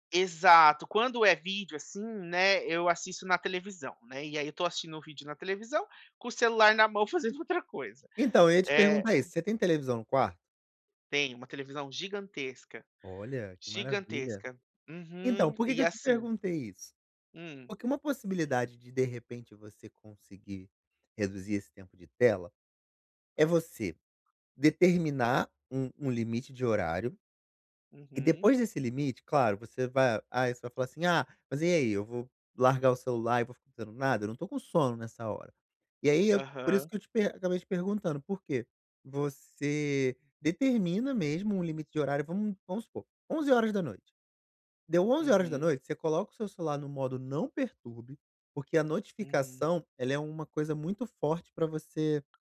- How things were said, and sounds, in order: tapping
- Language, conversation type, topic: Portuguese, advice, Como reduzir o tempo de tela à noite para dormir melhor sem ficar entediado?